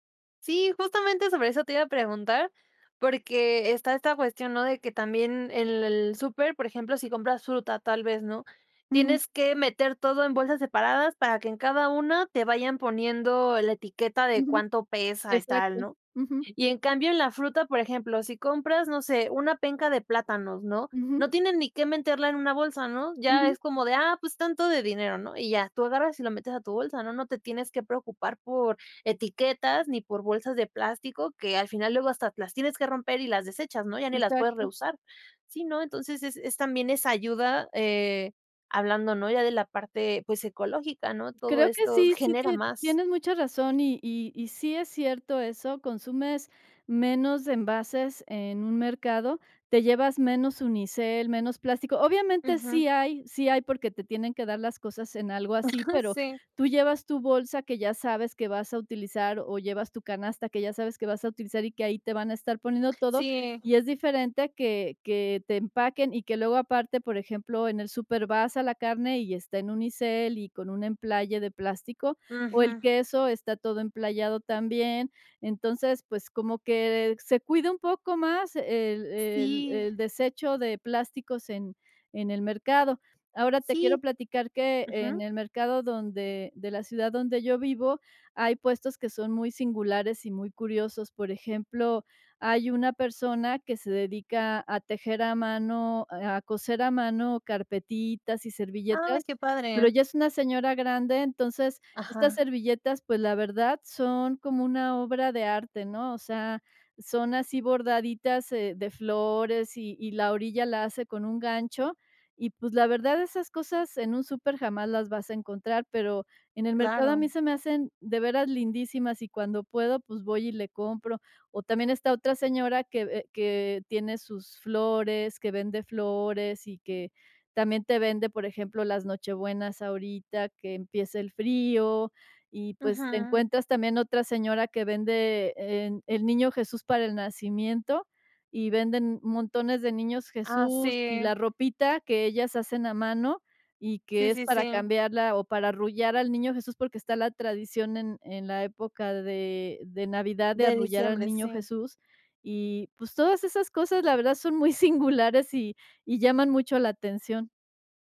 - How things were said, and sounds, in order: chuckle; laughing while speaking: "muy singulares"
- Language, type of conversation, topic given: Spanish, podcast, ¿Qué papel juegan los mercados locales en una vida simple y natural?